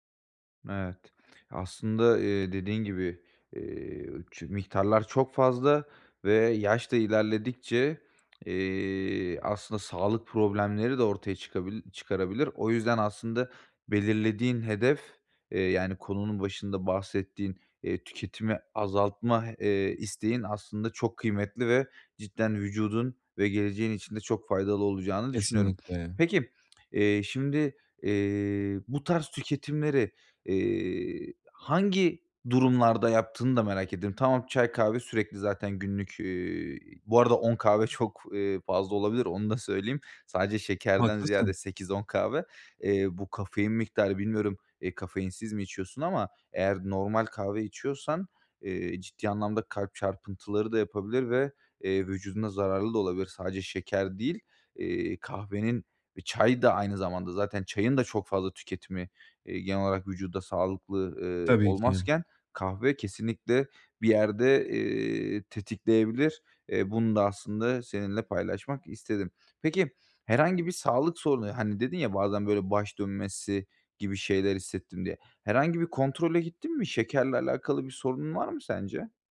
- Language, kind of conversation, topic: Turkish, advice, Şeker tüketimini azaltırken duygularımı nasıl daha iyi yönetebilirim?
- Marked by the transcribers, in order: none